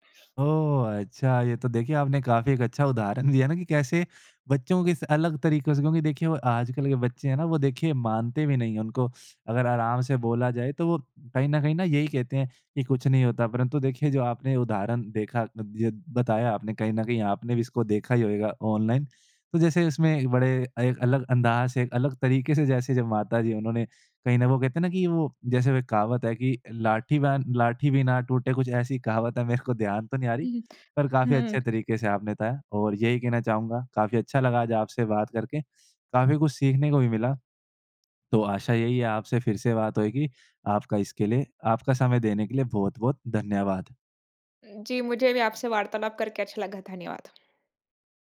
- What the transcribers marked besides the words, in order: laughing while speaking: "मेरे को"
- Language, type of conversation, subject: Hindi, podcast, बच्चों के स्क्रीन समय पर तुम क्या सलाह दोगे?